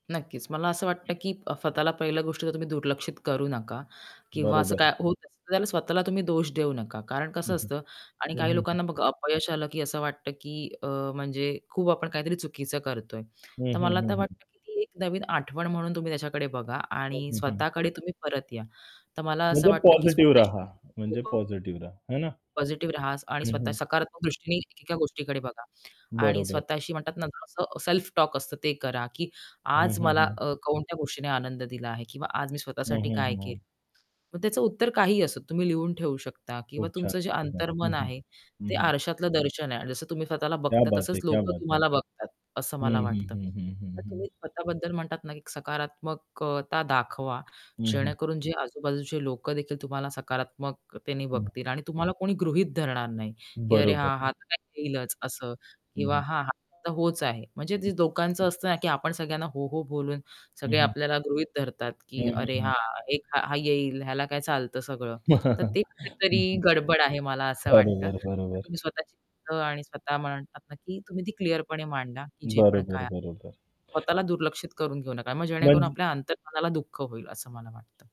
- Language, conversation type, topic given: Marathi, podcast, कधी तुम्ही तुमच्या अंतर्मनाला दुर्लक्षित केल्यामुळे त्रास झाला आहे का?
- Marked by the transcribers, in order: other background noise; distorted speech; static; unintelligible speech; in Hindi: "क्या बात है! क्या बात है"; horn; "लोकांचं" said as "दोकांच"; chuckle